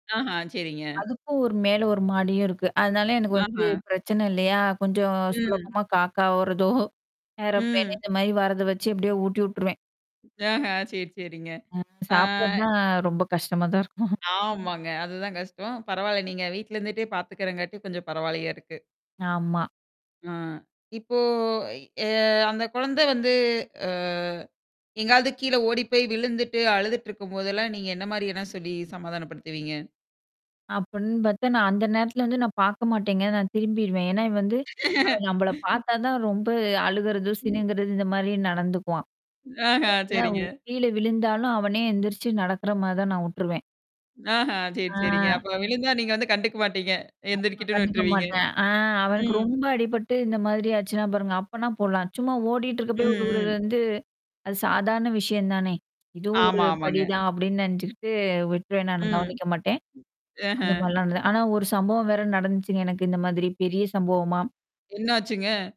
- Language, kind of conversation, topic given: Tamil, podcast, குழந்தைகள் தங்கள் உணர்ச்சிகளை வெளிப்படுத்தும்போது நீங்கள் எப்படி பதிலளிப்பீர்கள்?
- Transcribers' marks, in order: laughing while speaking: "சுலபமா காக்கா வர்றதோ"; in English: "ஏரோபிளேன்"; distorted speech; other noise; laughing while speaking: "இருக்கும்"; "பாத்துக்கறதுனால" said as "பார்த்துகிரங்காட்டி"; static; drawn out: "ஆ"; drawn out: "அ"; laugh; mechanical hum; laughing while speaking: "ஆஹ சரிங்க"; laughing while speaking: "ஆஹா சரி, சரிங்க. அப்ப விழுந்தா நீங்க வந்து கண்டுக்க மாட்டீங்க. எந்திரிக்கிட்டுன்னு விட்டுருவீங்க. ம்"; drawn out: "ஆ"; other background noise